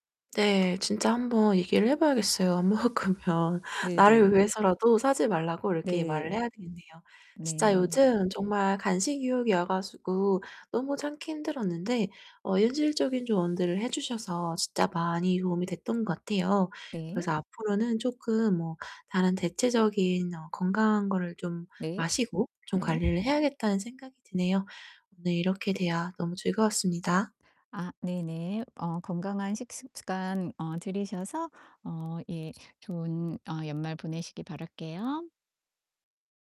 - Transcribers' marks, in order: laughing while speaking: "먹으면"; static; tapping
- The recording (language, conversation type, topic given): Korean, advice, 요즘 간식 유혹이 자주 느껴져서 참기 힘든데, 어떻게 관리를 시작하면 좋을까요?